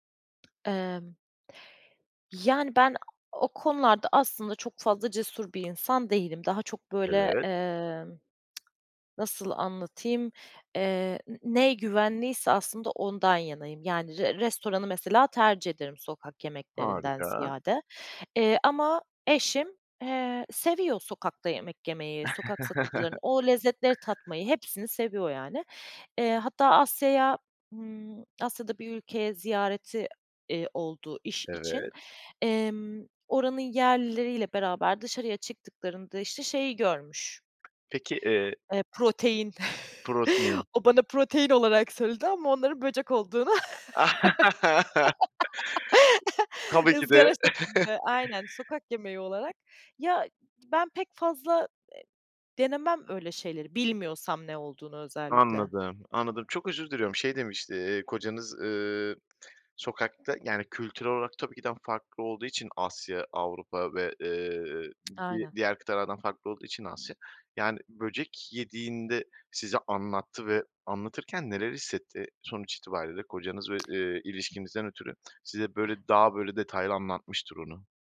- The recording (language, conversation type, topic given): Turkish, podcast, Sokak yemekleri neden popüler ve bu konuda ne düşünüyorsun?
- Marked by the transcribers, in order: tapping; other noise; other background noise; tsk; laugh; chuckle; laugh; chuckle; tsk; tsk; tsk